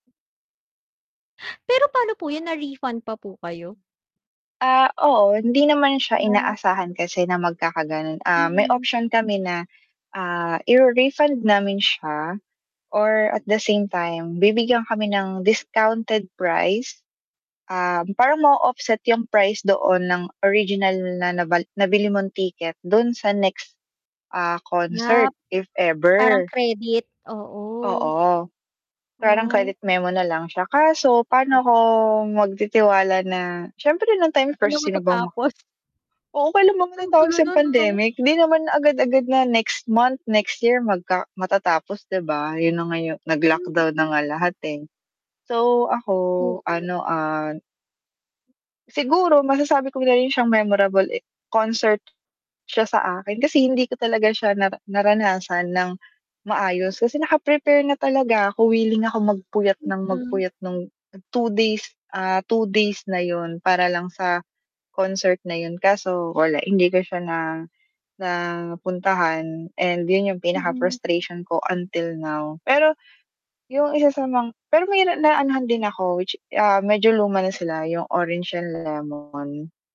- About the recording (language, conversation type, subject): Filipino, unstructured, Ano ang pinakatumatak na konsiyertong naranasan mo?
- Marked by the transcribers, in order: static; unintelligible speech; other background noise; unintelligible speech; tapping; distorted speech